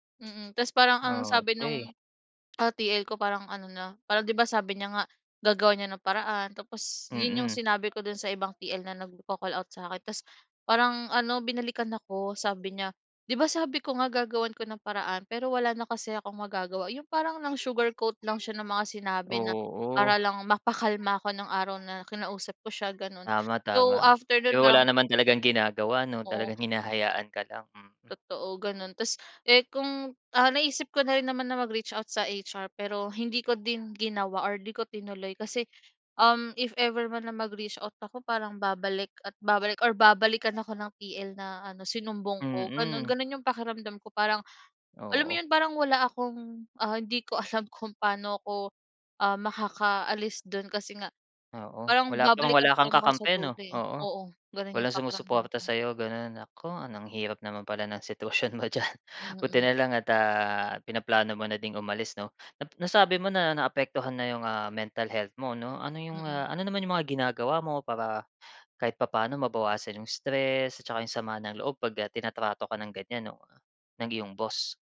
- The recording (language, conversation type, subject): Filipino, podcast, Ano ang mga palatandaan na panahon nang umalis o manatili sa trabaho?
- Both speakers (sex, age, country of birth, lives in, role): female, 25-29, Philippines, Philippines, guest; male, 35-39, Philippines, Philippines, host
- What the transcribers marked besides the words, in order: other background noise; in English: "nagko-call-out"; in English: "sugarcoat"; other street noise; other noise; chuckle